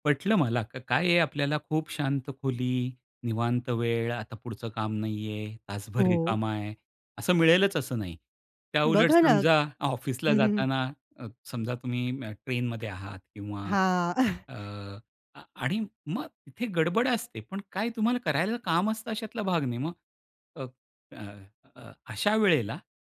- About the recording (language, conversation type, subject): Marathi, podcast, ध्यानासाठी शांत जागा उपलब्ध नसेल तर तुम्ही काय करता?
- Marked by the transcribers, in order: chuckle